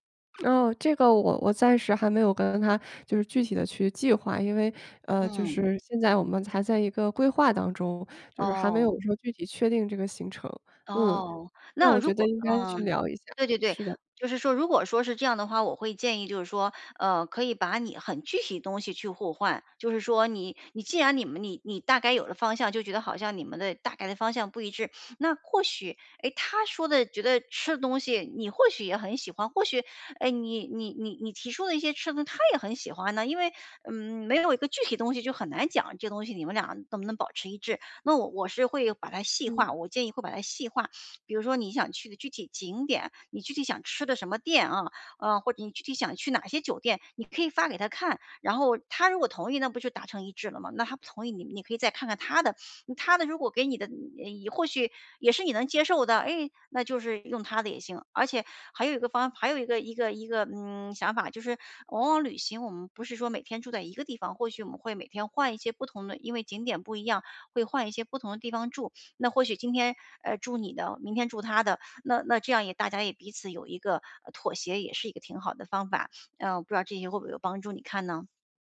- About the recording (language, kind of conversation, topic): Chinese, advice, 旅行时如何减轻压力并更放松？
- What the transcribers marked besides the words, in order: none